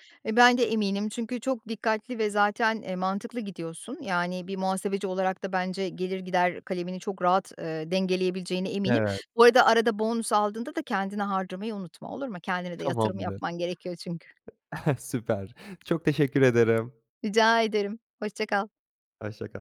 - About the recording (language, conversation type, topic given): Turkish, advice, Finansal durumunuz değiştiğinde harcamalarınızı ve gelecek planlarınızı nasıl yeniden düzenlemelisiniz?
- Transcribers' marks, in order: other background noise; tapping; chuckle